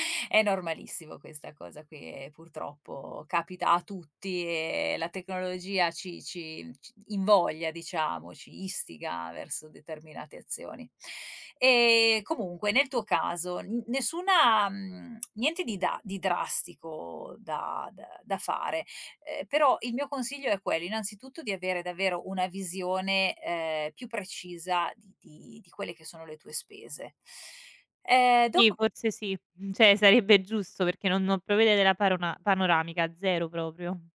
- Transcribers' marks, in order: tsk; chuckle; "cioè" said as "ceh"
- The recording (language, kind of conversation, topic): Italian, advice, Perché continuo a sforare il budget mensile senza capire dove finiscano i miei soldi?